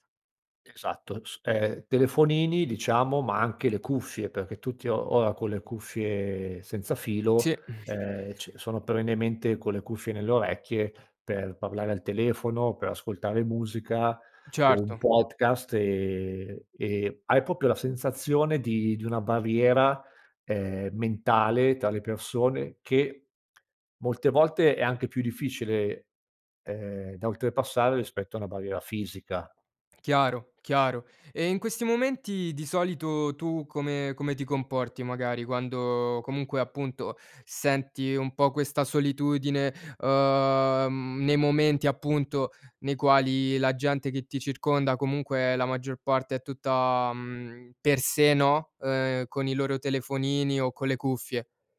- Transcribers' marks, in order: exhale; other background noise; drawn out: "e"; "proprio" said as "popio"; drawn out: "ehm"
- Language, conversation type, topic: Italian, podcast, Come si supera la solitudine in città, secondo te?